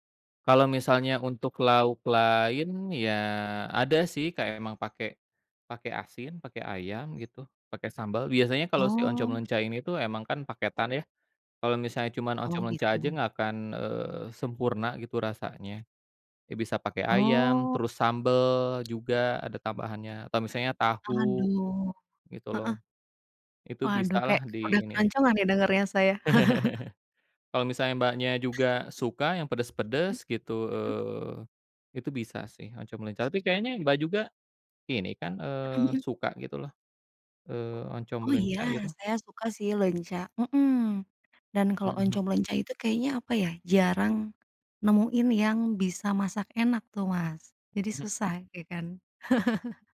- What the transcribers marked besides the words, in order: other background noise; laugh; laugh
- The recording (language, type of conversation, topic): Indonesian, unstructured, Apa kenangan terindahmu tentang makanan semasa kecil?